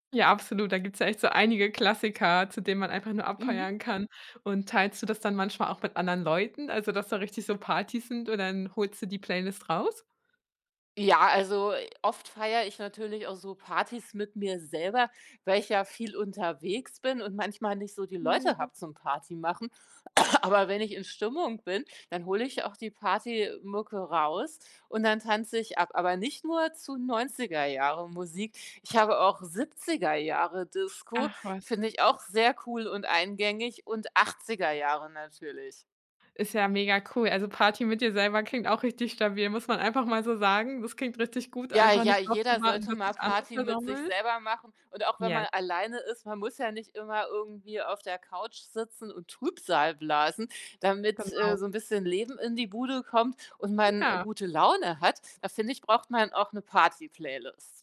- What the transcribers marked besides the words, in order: other background noise; cough
- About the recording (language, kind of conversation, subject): German, podcast, Wie stellst du eine Party-Playlist zusammen, die allen gefällt?
- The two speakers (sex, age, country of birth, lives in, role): female, 30-34, Germany, Germany, host; female, 45-49, Germany, Germany, guest